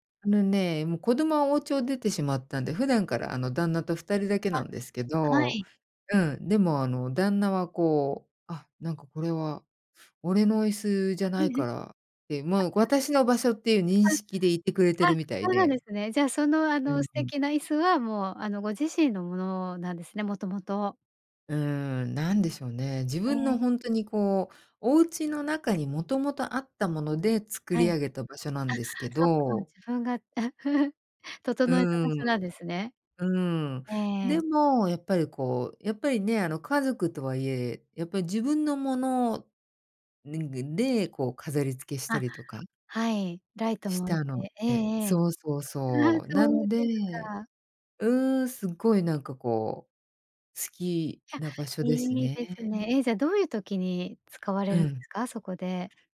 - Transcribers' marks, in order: other noise; chuckle; chuckle; laughing while speaking: "ああ、そうですか"; other background noise
- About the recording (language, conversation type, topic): Japanese, podcast, 家の中で一番居心地のいい場所はどこですか？